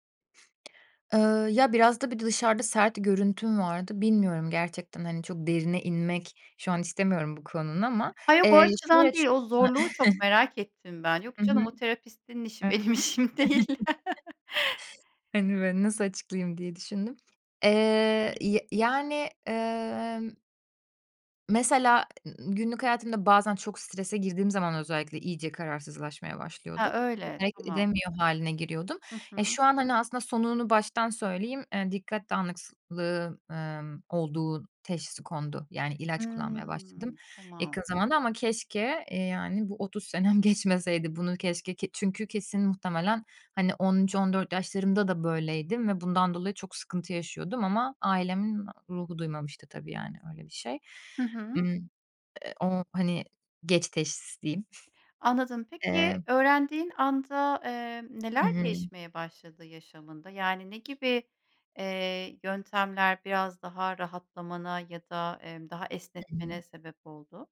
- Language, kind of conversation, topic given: Turkish, podcast, Karar paralizisini aşmak için hangi yöntemleri kullanıyorsun?
- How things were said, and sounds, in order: other background noise; tapping; chuckle; unintelligible speech; chuckle; laughing while speaking: "değil"; laugh; unintelligible speech; "dağınıklığı" said as "dağınıkslığı"; drawn out: "Hımm"; laughing while speaking: "senem"; chuckle